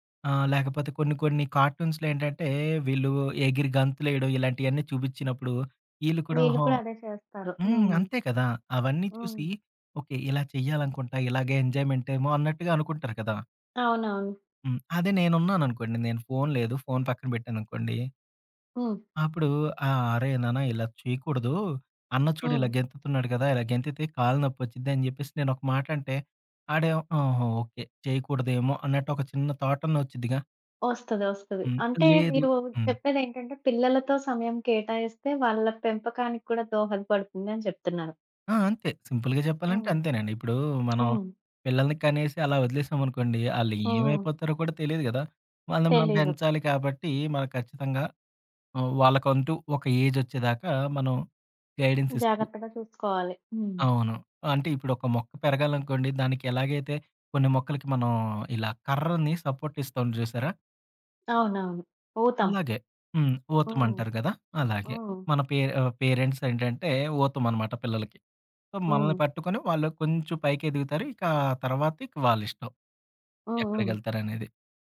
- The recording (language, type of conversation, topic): Telugu, podcast, ఆన్‌లైన్, ఆఫ్‌లైన్ మధ్య సమతుల్యం సాధించడానికి సులభ మార్గాలు ఏవిటి?
- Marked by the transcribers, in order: in English: "కార్టూన్స్‌లో"; in English: "ఎంజాయ్మెంట్"; in English: "థాట్"; in English: "సింపుల్‌గా"; tapping; in English: "ఏజ్"; in English: "గైడెన్స్"; in English: "సపోర్ట్"; in English: "పేరెంట్స్"